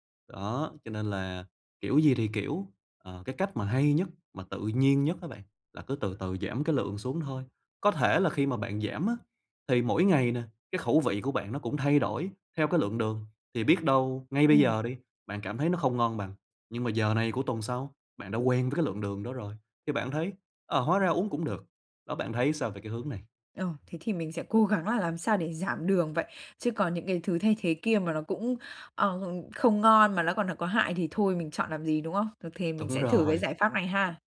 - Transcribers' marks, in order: tapping; laughing while speaking: "Đúng"
- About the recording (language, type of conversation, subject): Vietnamese, advice, Làm sao để giảm tiêu thụ caffeine và đường hàng ngày?